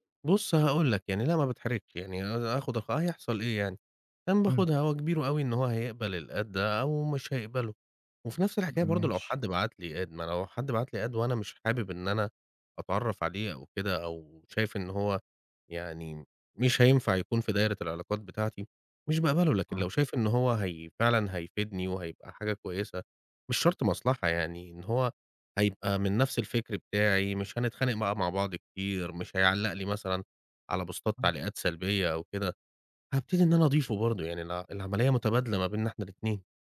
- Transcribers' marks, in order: in English: "الAdd"; in English: "Add"; in English: "Add"; in English: "بوستات"
- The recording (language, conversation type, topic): Arabic, podcast, إزاي بتنمّي علاقاتك في زمن السوشيال ميديا؟